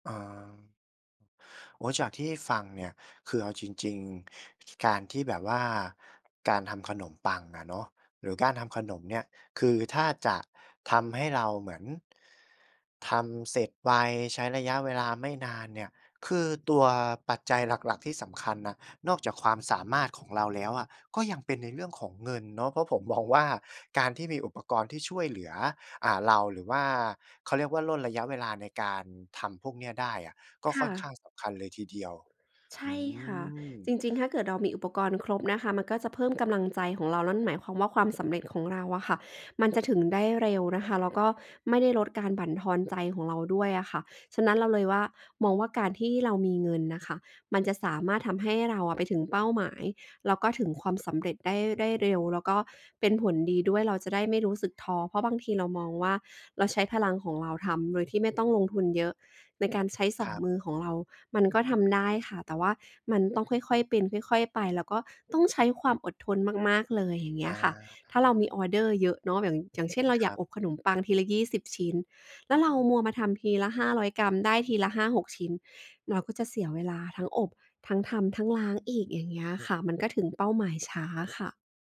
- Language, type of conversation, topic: Thai, podcast, เงินสำคัญต่อความสำเร็จไหม?
- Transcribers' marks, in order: none